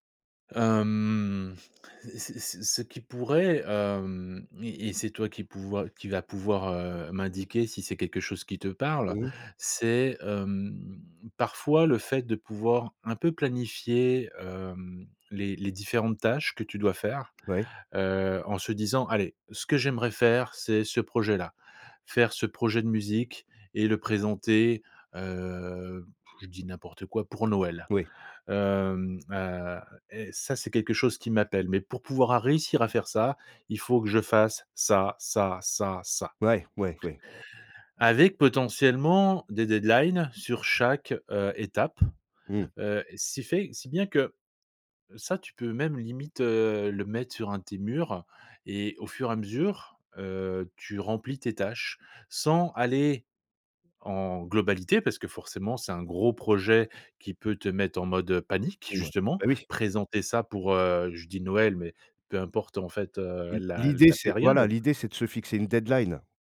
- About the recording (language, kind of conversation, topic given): French, advice, Comment le stress et l’anxiété t’empêchent-ils de te concentrer sur un travail important ?
- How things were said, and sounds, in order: drawn out: "Hem"; tapping; blowing; in English: "deadlines"; in English: "deadline"